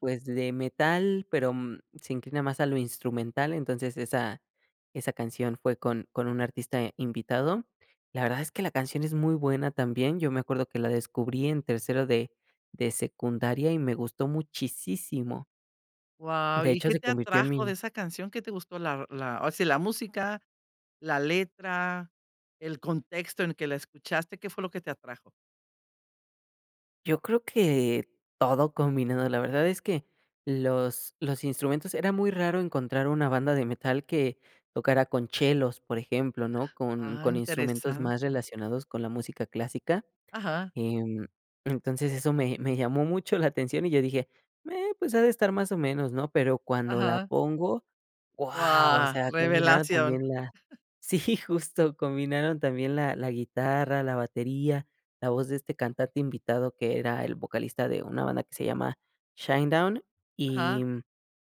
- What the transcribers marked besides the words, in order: giggle; laughing while speaking: "sí"
- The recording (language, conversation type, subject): Spanish, podcast, ¿Qué canción asocias con tu primer amor?